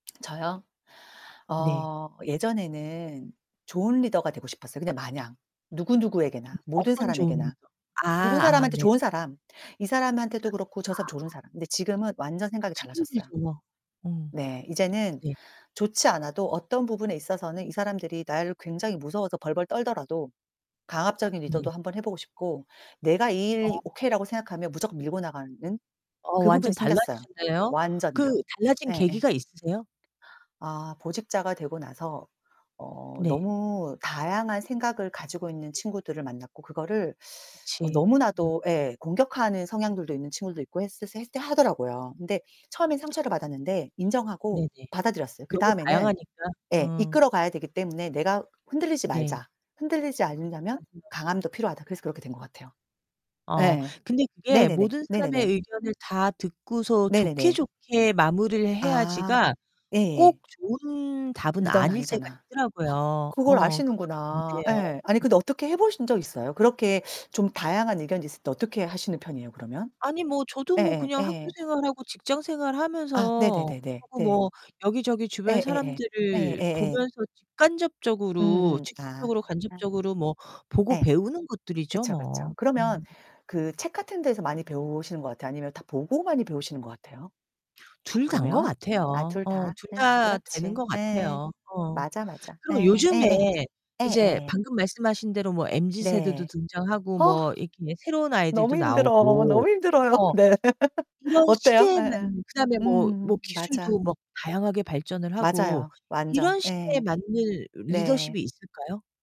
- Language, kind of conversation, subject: Korean, unstructured, 좋은 리더의 조건은 무엇일까요?
- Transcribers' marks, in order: tapping; distorted speech; teeth sucking; other background noise; unintelligible speech; gasp; laughing while speaking: "네"